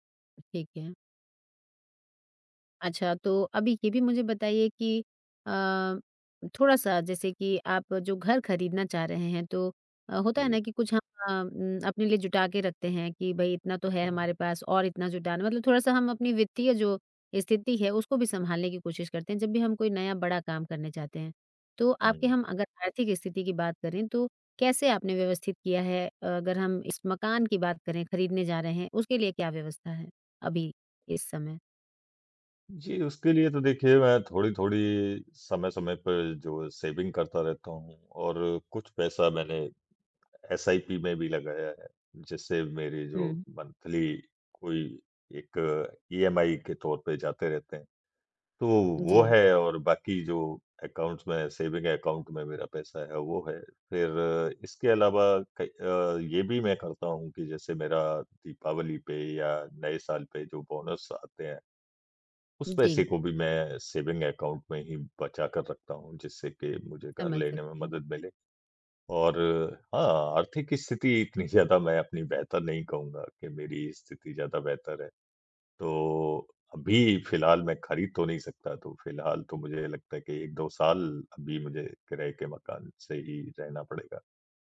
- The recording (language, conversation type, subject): Hindi, advice, मकान ढूँढ़ने या उसे किराये पर देने/बेचने में आपको किन-किन परेशानियों का सामना करना पड़ता है?
- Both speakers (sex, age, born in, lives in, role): female, 40-44, India, India, advisor; male, 40-44, India, India, user
- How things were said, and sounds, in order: other background noise; tapping; in English: "सेविंग"; in English: "मंथली"; in English: "ईएमआई"; in English: "अकाउंट्स"; in English: "सेविंग अकाउंट"; in English: "बोनस"; in English: "सेविंग अकाउंट"